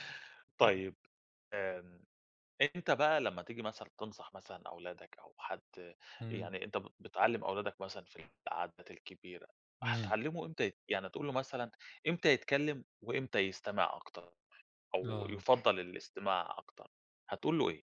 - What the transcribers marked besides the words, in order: unintelligible speech; other background noise
- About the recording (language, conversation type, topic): Arabic, podcast, هل بتفضّل تسمع أكتر ولا تتكلم أكتر، وليه؟